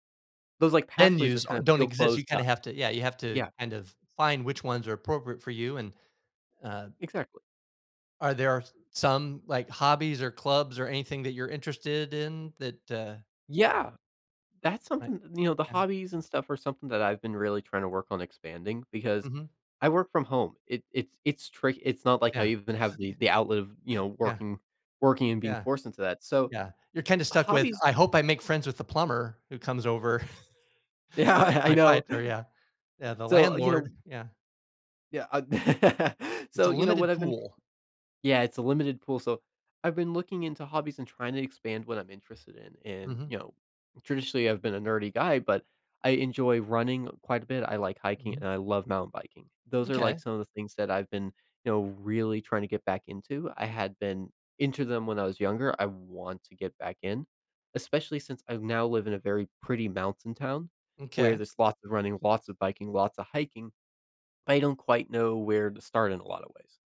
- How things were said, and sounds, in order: tapping; unintelligible speech; background speech; other background noise; chuckle; laughing while speaking: "Yeah, I I know"; laugh
- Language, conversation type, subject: English, advice, How do I make new friends and feel less lonely after moving to a new city?
- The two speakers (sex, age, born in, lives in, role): male, 20-24, United States, United States, user; male, 55-59, United States, United States, advisor